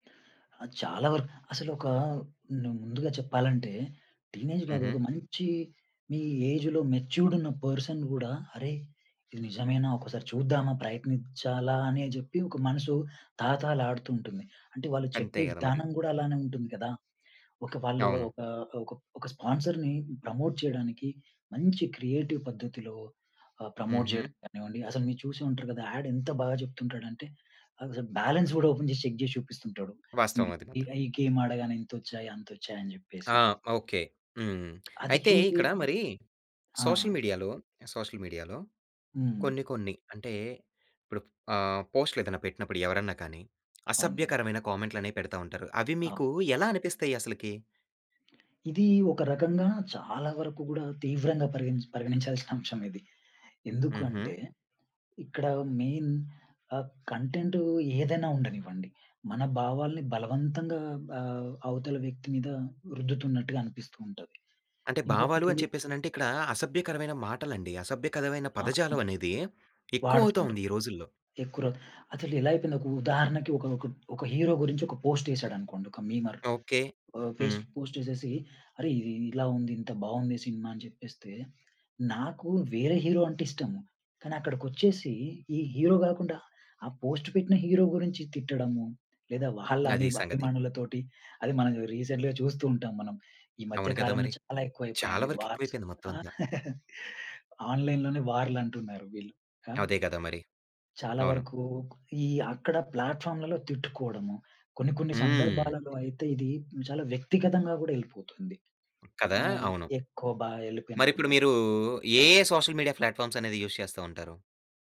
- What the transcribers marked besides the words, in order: other background noise; in English: "టీనేజ్‌లో"; in English: "ఏజ్‌లో మెచ్యూర్డ్"; in English: "పర్సన్"; in English: "స్పాన్సర్‌ని ప్రమోట్"; in English: "క్రియేటివ్"; in English: "ప్రమోట్"; in English: "యాడ్"; in English: "బాలన్స్"; in English: "ఓపెన్"; in English: "చెక్"; in English: "గేమ్"; in English: "సోషల్ మీడియాలో, సోషల్ మీడియాలో"; in English: "మెయిన్"; in English: "కంటెంట్"; in English: "పోస్ట్"; in English: "మీమర్"; in English: "ఫేస్‌బుక్ పోస్ట్"; in English: "పోస్ట్"; in English: "రీసెంటలీ‌గా"; in English: "వార్స్. ఆన్‌లైన్‌లోనే"; chuckle; in English: "ప్లాట్‌ఫార్మ్‌లలో"; tapping; in English: "సోషల్ మీడియా ప్లాట్‌ఫార్మ్స్"; in English: "యూజ్"
- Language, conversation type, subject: Telugu, podcast, సోషల్ మీడియా మన భావాలను ఎలా మార్చుతోంది?